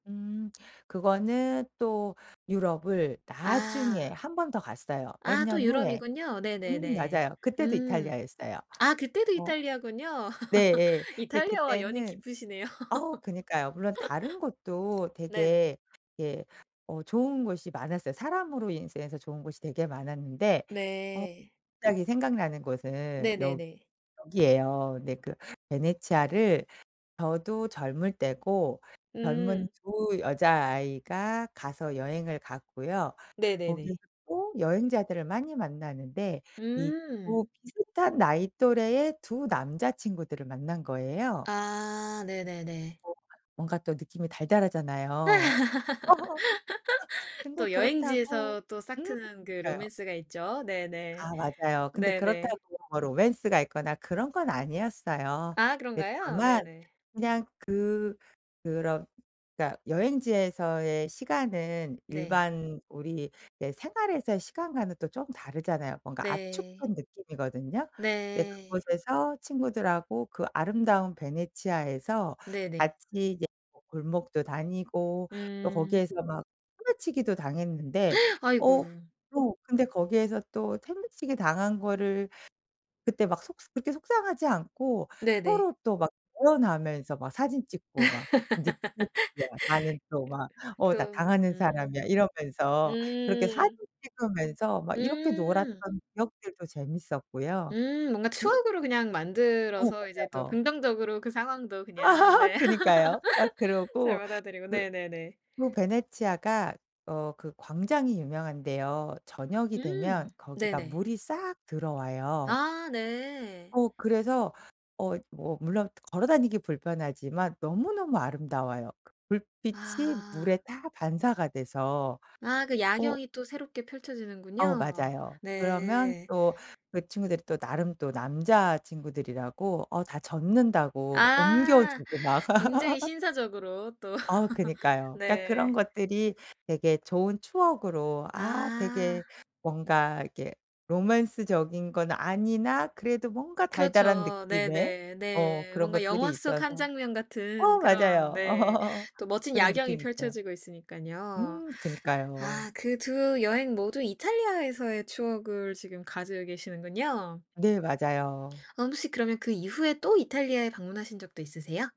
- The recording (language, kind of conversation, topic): Korean, podcast, 가장 기억에 남는 여행은 어디였나요?
- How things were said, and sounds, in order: tapping; laugh; other background noise; laugh; laugh; background speech; gasp; unintelligible speech; laugh; unintelligible speech; laugh; laugh; laugh